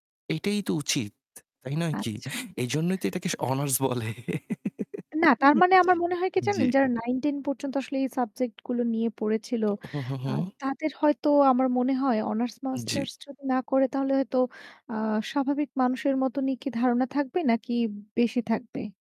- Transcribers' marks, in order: static; giggle; unintelligible speech; distorted speech
- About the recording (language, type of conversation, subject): Bengali, unstructured, শিক্ষাব্যবস্থা কি সত্যিই ছাত্রদের জন্য উপযোগী?